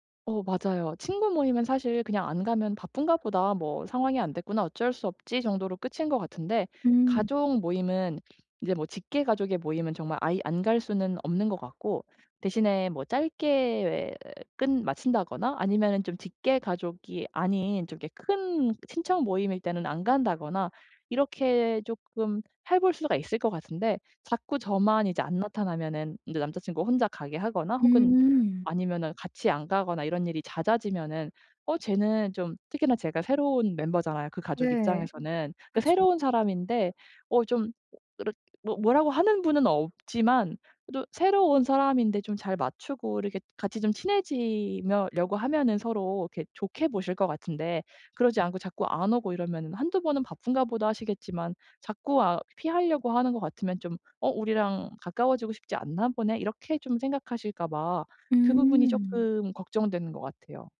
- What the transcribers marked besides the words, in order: tapping; other background noise; other noise
- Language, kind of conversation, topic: Korean, advice, 친구의 초대가 부담스러울 때 모임에 참석할지 말지 어떻게 결정해야 하나요?